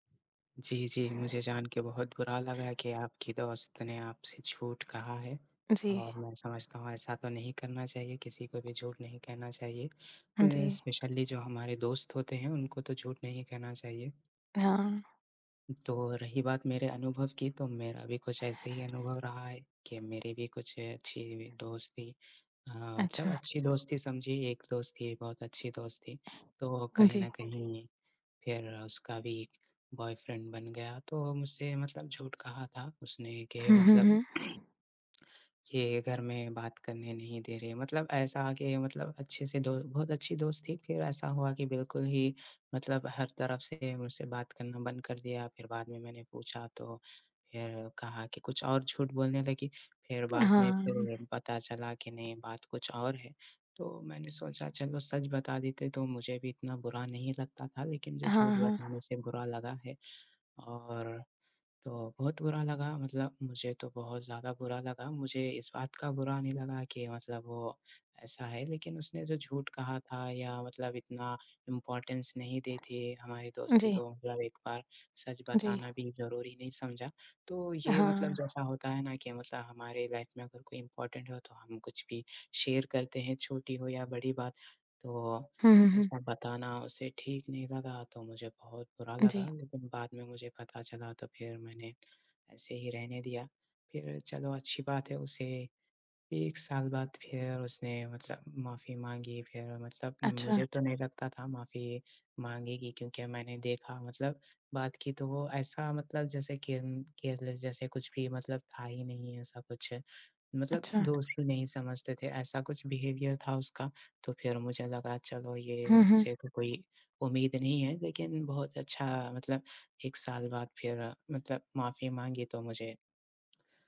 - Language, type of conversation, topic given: Hindi, unstructured, क्या झगड़े के बाद दोस्ती फिर से हो सकती है?
- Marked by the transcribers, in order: other background noise; tapping; in English: "स्पेशली"; in English: "बॉयफ्रेंड"; in English: "इम्पॉर्टेंस"; in English: "लाइफ़"; in English: "इम्पॉर्टेंट"; in English: "शेयर"; in English: "केयरलेस"; in English: "बिहेवियर"